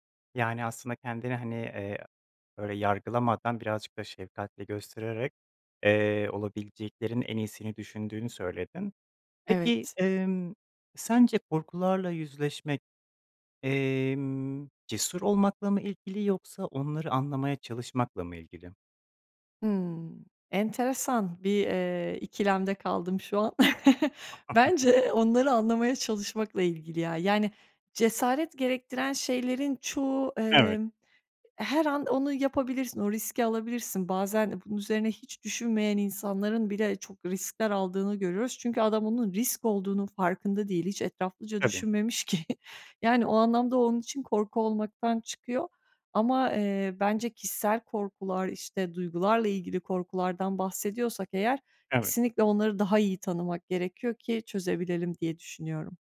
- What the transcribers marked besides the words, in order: chuckle; giggle; chuckle
- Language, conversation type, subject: Turkish, podcast, Korkularınla nasıl yüzleşiyorsun, örnek paylaşır mısın?